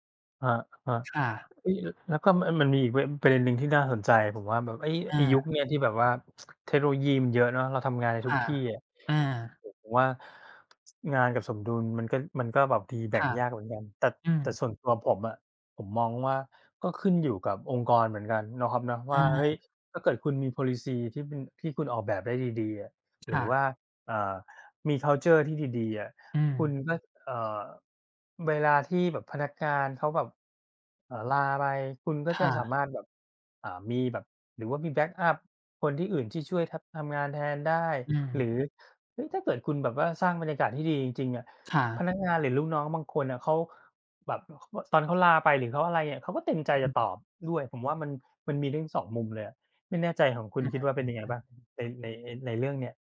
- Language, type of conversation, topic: Thai, unstructured, คุณคิดว่าสมดุลระหว่างงานกับชีวิตส่วนตัวสำคัญแค่ไหน?
- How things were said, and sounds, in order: other background noise; in English: "เวย์"; tsk; "ผมว่า" said as "โอว่า"; "แต่-" said as "แต่ด"; in English: "Policy"; in English: "คัลเชอร์"; tapping